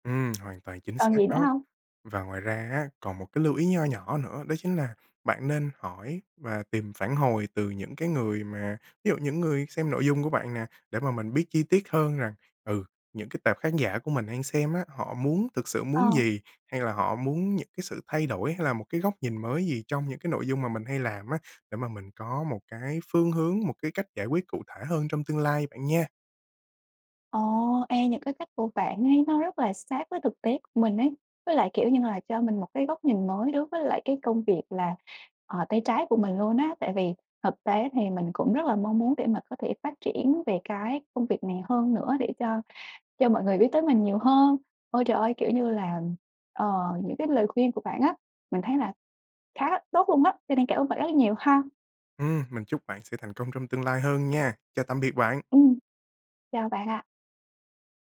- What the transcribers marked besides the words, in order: lip smack; tapping
- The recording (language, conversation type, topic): Vietnamese, advice, Cảm thấy bị lặp lại ý tưởng, muốn đổi hướng nhưng bế tắc